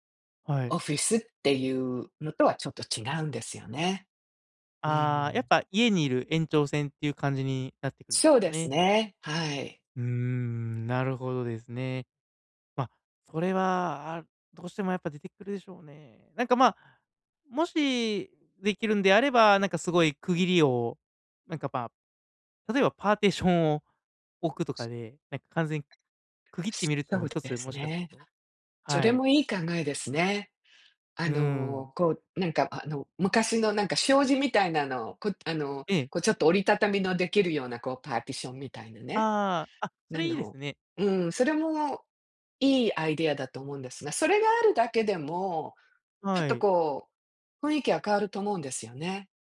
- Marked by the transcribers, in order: in English: "パーテーション"; other background noise; in English: "パーティション"
- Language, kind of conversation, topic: Japanese, advice, 毎日の中で、どうすれば「今」に集中する習慣を身につけられますか？